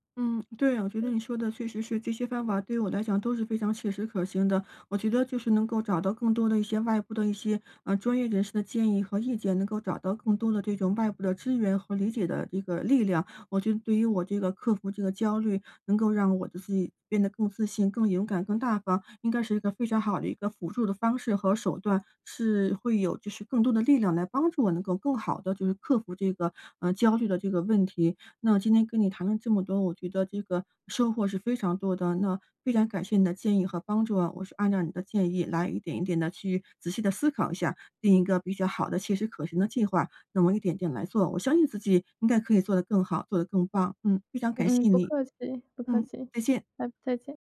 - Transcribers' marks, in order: none
- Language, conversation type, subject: Chinese, advice, 我怎样才能接受焦虑是一种正常的自然反应？